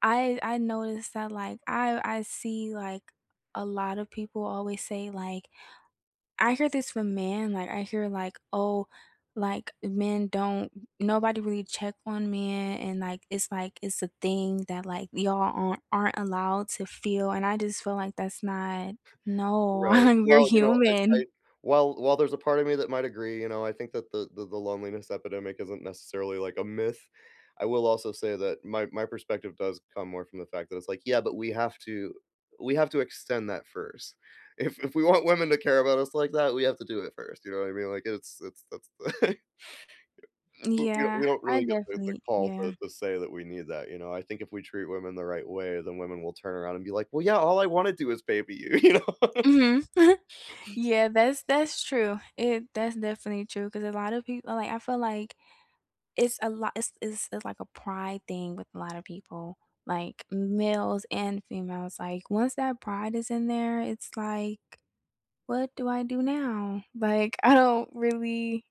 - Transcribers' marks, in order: chuckle; laughing while speaking: "If if we want women to care"; laugh; laughing while speaking: "is baby you, you know?"; laugh; chuckle; laughing while speaking: "I don't"
- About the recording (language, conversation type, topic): English, unstructured, What do you think makes someone trustworthy?
- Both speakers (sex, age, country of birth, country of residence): female, 20-24, United States, United States; male, 40-44, United States, United States